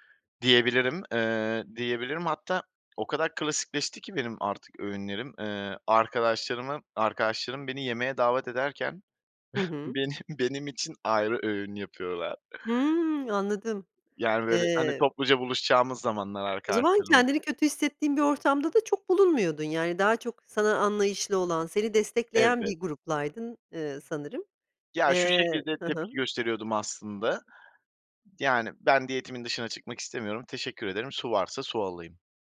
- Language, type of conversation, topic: Turkish, podcast, Sağlıklı beslenmeyi günlük hayatına nasıl entegre ediyorsun?
- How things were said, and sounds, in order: scoff